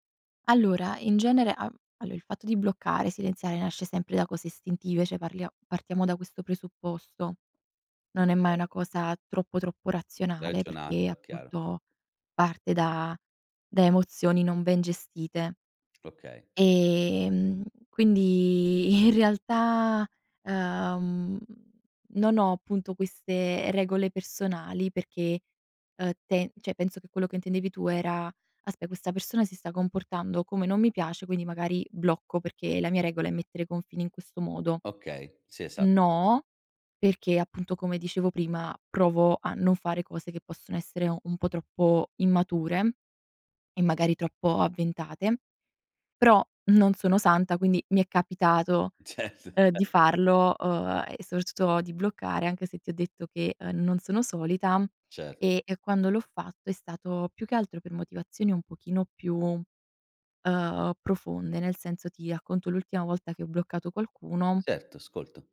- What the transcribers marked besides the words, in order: unintelligible speech; "appunto" said as "appurto"; laughing while speaking: "in"; laughing while speaking: "Certo"
- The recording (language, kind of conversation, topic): Italian, podcast, Cosa ti spinge a bloccare o silenziare qualcuno online?